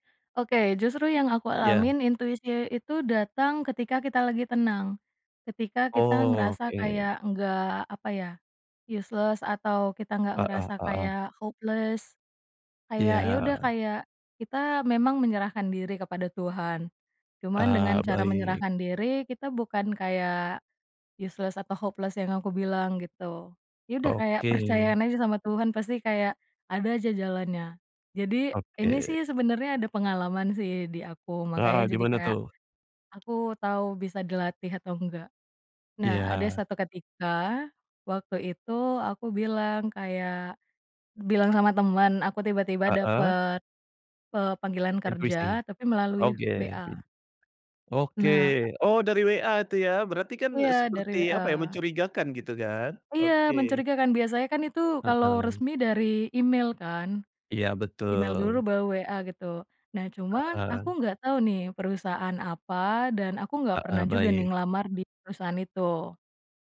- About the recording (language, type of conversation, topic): Indonesian, podcast, Bagaimana pengalamanmu menunjukkan bahwa intuisi bisa dilatih?
- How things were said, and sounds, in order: in English: "useless"; in English: "hopeless"; in English: "useless"; in English: "hopeless"